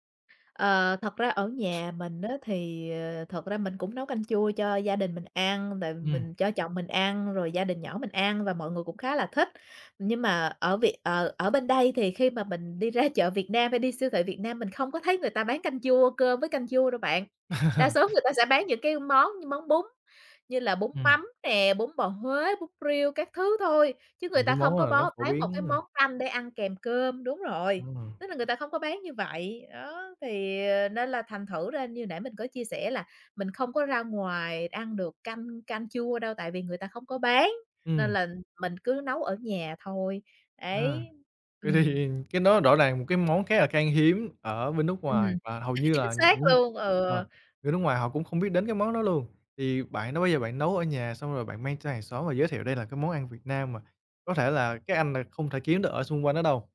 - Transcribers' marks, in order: other background noise; laughing while speaking: "ra"; laugh; tapping; laughing while speaking: "thì"; chuckle
- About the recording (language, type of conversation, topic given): Vietnamese, podcast, Món ăn nào gợi nhớ quê nhà với bạn?